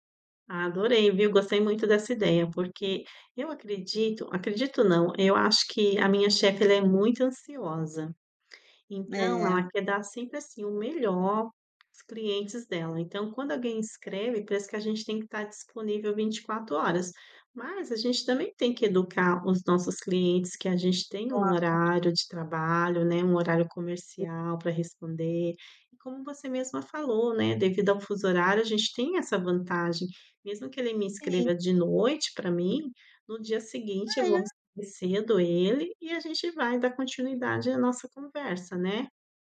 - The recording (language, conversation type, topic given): Portuguese, advice, Como posso definir limites para e-mails e horas extras?
- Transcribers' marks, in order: tapping; other background noise